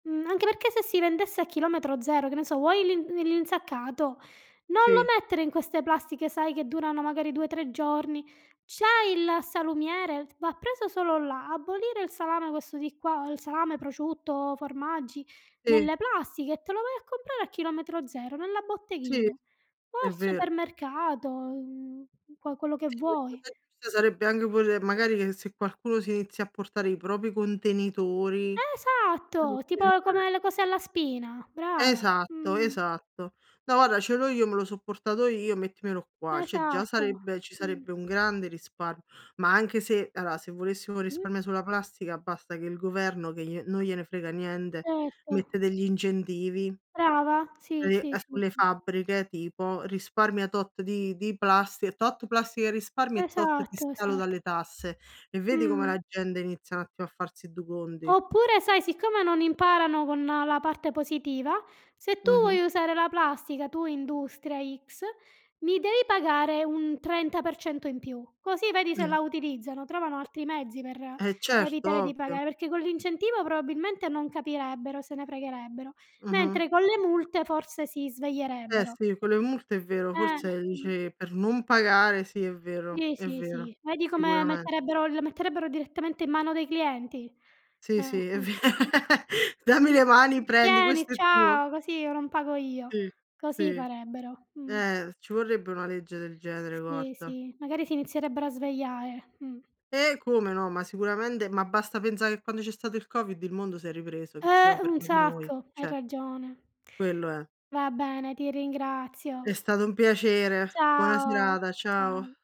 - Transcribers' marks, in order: tapping; other background noise; "Sì" said as "ì"; drawn out: "supermercato"; unintelligible speech; stressed: "Esatto"; stressed: "contenitori"; unintelligible speech; "Cioè" said as "ceh"; "niente" said as "niende"; unintelligible speech; "gente" said as "gende"; "conti" said as "condi"; other noise; stressed: "non"; laugh; "Sì" said as "ì"; "svegliare" said as "svegliae"; "sicuramente" said as "sicuramende"; "pensare" said as "penzare"; "cioè" said as "ceh"; drawn out: "Ciao"
- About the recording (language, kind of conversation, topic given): Italian, unstructured, Secondo te, qual è il problema ambientale più urgente oggi?